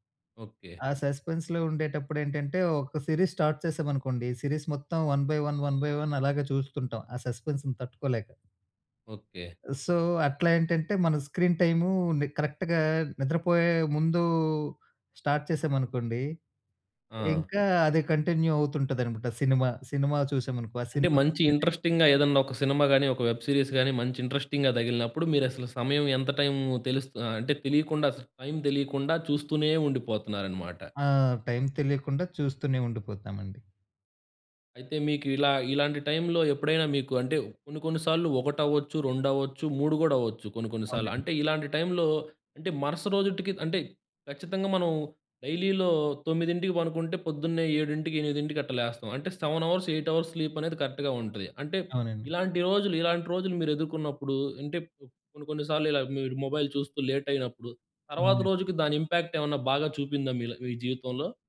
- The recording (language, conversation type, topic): Telugu, podcast, నిద్రకు ముందు స్క్రీన్ వాడకాన్ని తగ్గించడానికి మీ సూచనలు ఏమిటి?
- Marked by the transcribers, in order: in English: "సస్పెన్స్‌లో"; in English: "సిరీస్ స్టార్ట్"; in English: "సిరీస్"; in English: "వన్ బై వన్, వన్ బై వన్"; horn; in English: "సపెన్స్‌ని"; in English: "సో"; in English: "స్క్రీన్"; in English: "కరెక్ట్‌గా"; in English: "స్టార్ట్"; in English: "కంటిన్యూ"; in English: "ఇంట్రెస్టింగ్‌గా"; unintelligible speech; in English: "వెబ్ సీరీస్"; in English: "ఇంట్రెస్టింగ్‌గా"; in English: "డైలీలో"; in English: "సెవెన్ అవర్స్, ఎయిట్ అవర్స్"; in English: "కరెక్ట్‌గా"; in English: "మొబైల్"; in English: "లేట్"; in English: "ఇంపాక్ట్"